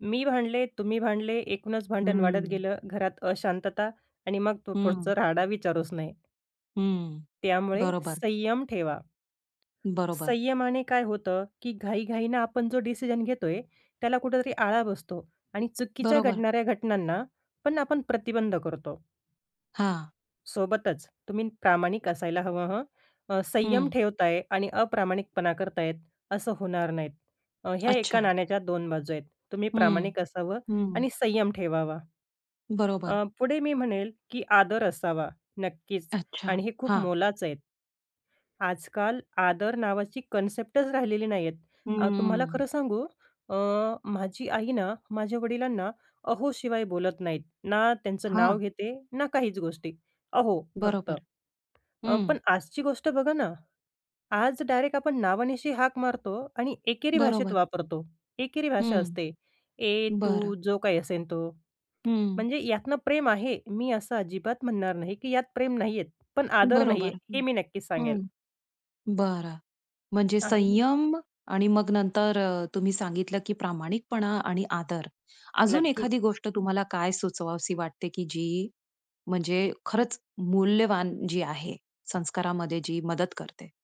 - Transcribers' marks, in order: tapping
- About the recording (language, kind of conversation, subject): Marathi, podcast, कठीण प्रसंगी तुमच्या संस्कारांनी कशी मदत केली?